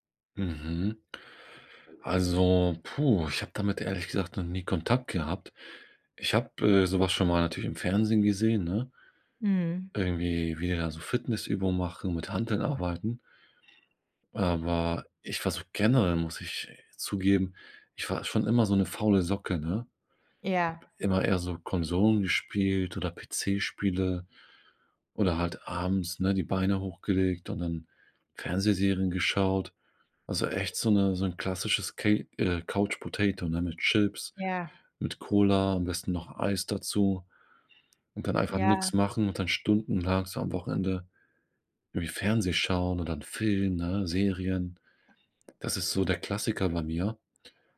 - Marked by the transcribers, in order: none
- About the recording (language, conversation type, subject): German, advice, Warum fällt es mir schwer, regelmäßig Sport zu treiben oder mich zu bewegen?